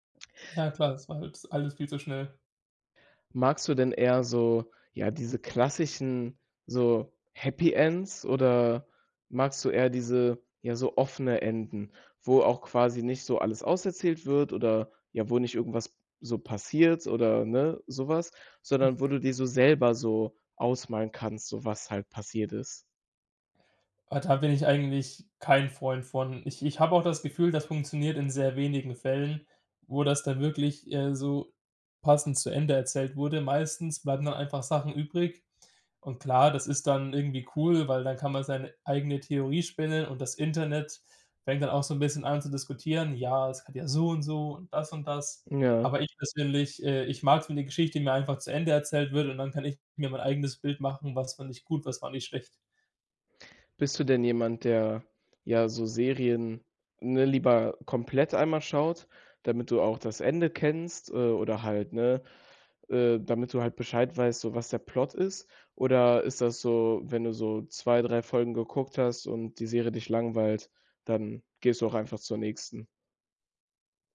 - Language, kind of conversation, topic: German, podcast, Was macht ein Serienfinale für dich gelungen oder enttäuschend?
- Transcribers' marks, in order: other background noise